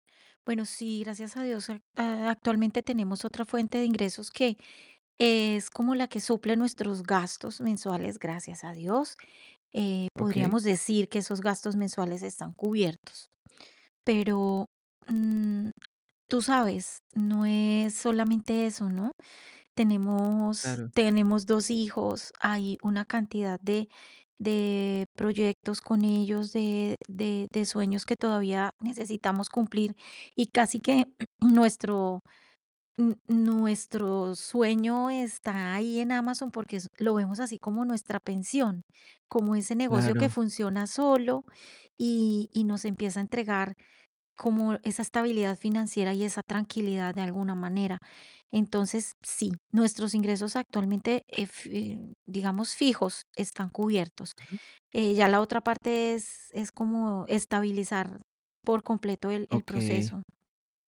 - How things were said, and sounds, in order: distorted speech; throat clearing
- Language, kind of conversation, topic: Spanish, advice, ¿Qué te genera incertidumbre sobre la estabilidad financiera de tu familia?